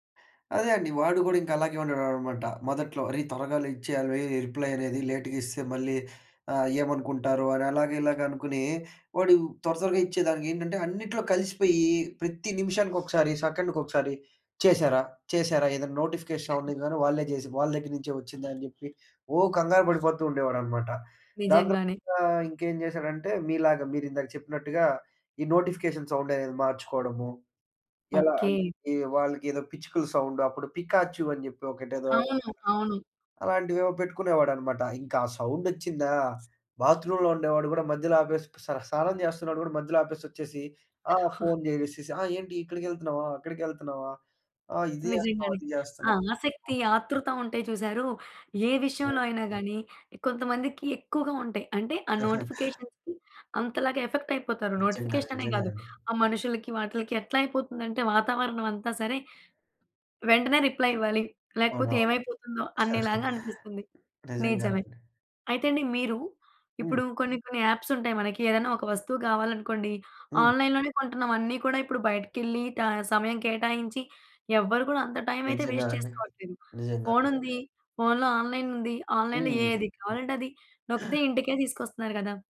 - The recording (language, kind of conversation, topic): Telugu, podcast, ఆన్‌లైన్ నోటిఫికేషన్లు మీ దినచర్యను ఎలా మార్చుతాయి?
- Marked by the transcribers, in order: in English: "రిప్లై"; in English: "లేట్‌గా"; in English: "సెకండ్‌కి"; in English: "నోటిఫికేషన్ సౌండ్"; other background noise; in English: "నోటిఫికేషన్ సౌండ్"; in English: "సౌండ్"; in English: "పికాచు"; in English: "సౌండ్"; in English: "బాత్రూమ్‌లో"; chuckle; unintelligible speech; in English: "నోటిఫికేషన్స్‌కి"; chuckle; in English: "ఎఫెక్ట్"; in English: "నోటిఫికేషన్"; in English: "రిప్లై"; chuckle; in English: "యాప్స్"; in English: "ఆన్‌లైన్‌లోనే"; in English: "టైమ్"; in English: "వేస్ట్"; in English: "ఆన్‌లైన్"; in English: "ఆన్‌లైన్‌లో"